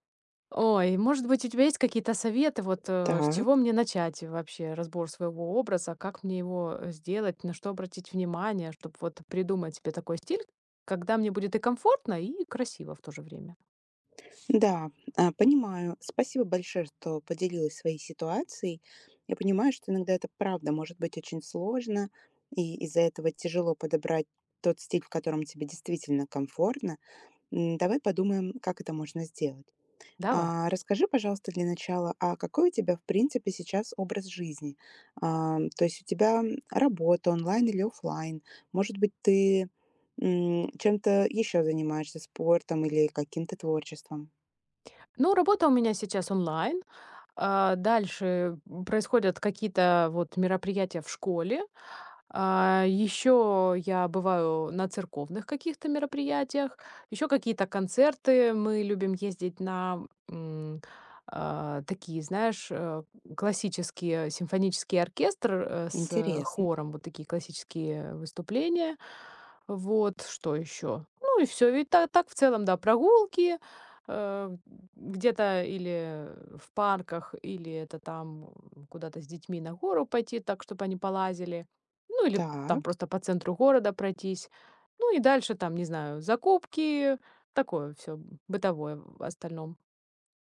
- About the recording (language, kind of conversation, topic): Russian, advice, Как мне выбрать стиль одежды, который мне подходит?
- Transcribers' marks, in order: tapping; other noise; grunt; grunt